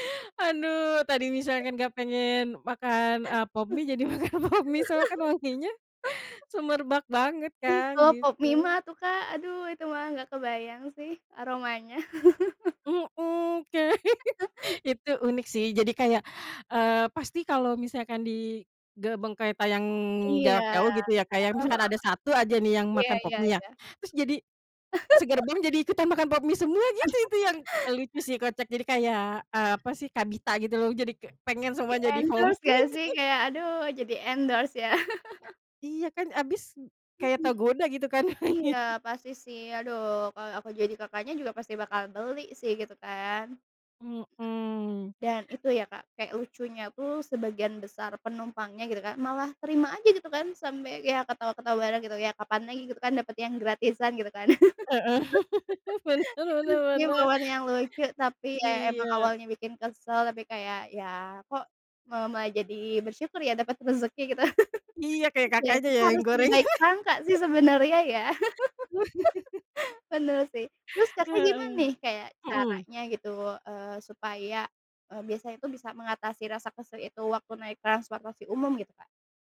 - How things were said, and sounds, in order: laugh; laughing while speaking: "makan Pop Mie"; laugh; laughing while speaking: "kayak"; laugh; laugh; laugh; in English: "Di-endorse"; laughing while speaking: "Mie"; chuckle; in English: "endorse"; laugh; laugh; other background noise; laugh; laugh; laughing while speaking: "gorengan"; laugh
- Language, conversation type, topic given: Indonesian, unstructured, Apa hal yang paling membuat kamu kesal saat menggunakan transportasi umum?